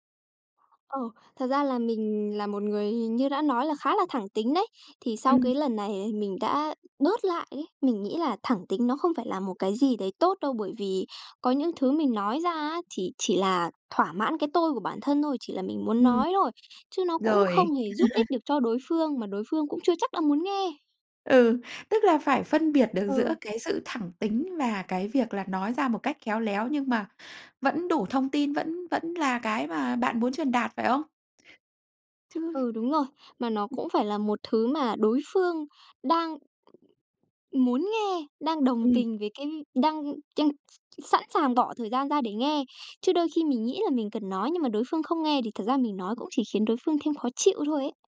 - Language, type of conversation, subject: Vietnamese, podcast, Bạn có thể kể về một lần bạn dám nói ra điều khó nói không?
- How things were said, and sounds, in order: tapping; laugh